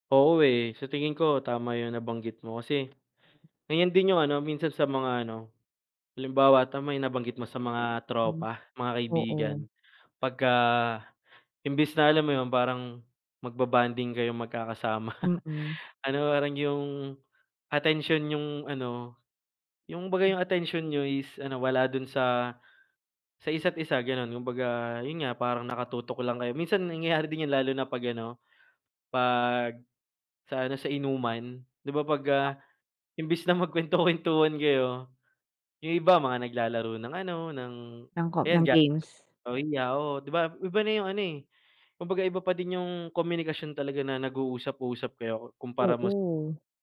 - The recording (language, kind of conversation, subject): Filipino, unstructured, Sa tingin mo ba, nakapipinsala ang teknolohiya sa mga relasyon?
- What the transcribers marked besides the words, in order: tapping; drawn out: "pagka"; laughing while speaking: "magkakasama"; laugh; laughing while speaking: "magkuwento-kwentuhan"